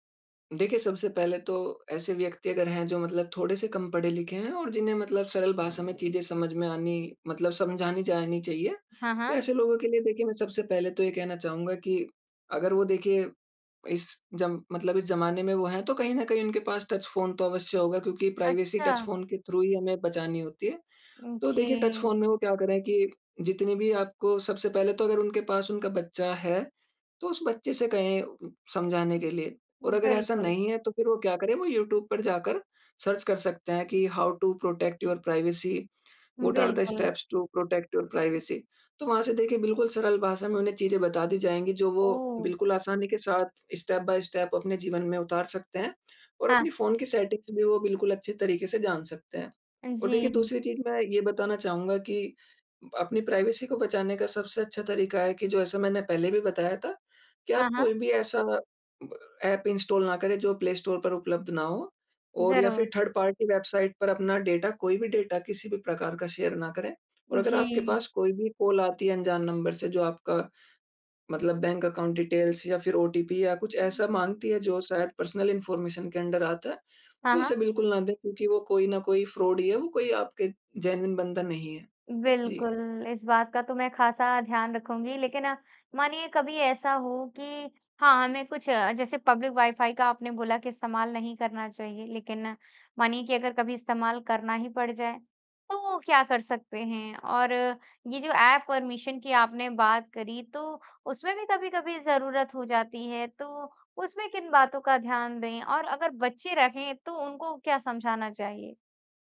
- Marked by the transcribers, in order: in English: "टच फ़ोन"; in English: "प्राइवेसी, टच फ़ोन"; in English: "थ्रू"; in English: "टच फ़ोन"; in English: "सर्च"; in English: "हाउ टू प्रोटेक्ट योर प्राइवेसी? … प्रोटेक्ट योर प्राइवेसी?"; in English: "स्टेप बाई स्टेप"; in English: "सेटिंग्स"; in English: "प्राइवेसी"; in English: "इंस्टॉल"; in English: "थर्ड पार्टी वेबसाइट"; in English: "शेयर"; in English: "बैंक अकाउंट डिटेल्स"; in English: "पर्सनल इन्फॉर्मेशन"; in English: "अंडर"; in English: "फ्रॉड"; in English: "जेनुइन"; in English: "पब्लिक वाईफाई"; in English: "परमिशन"
- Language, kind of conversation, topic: Hindi, podcast, ऑनलाइन निजता का ध्यान रखने के आपके तरीके क्या हैं?